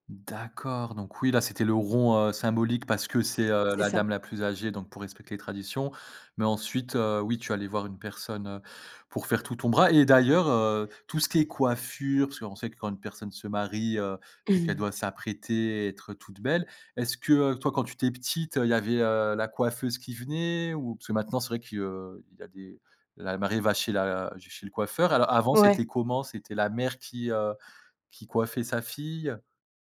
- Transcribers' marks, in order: stressed: "d'ailleurs"; chuckle
- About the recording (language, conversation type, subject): French, podcast, Comment se déroule un mariage chez vous ?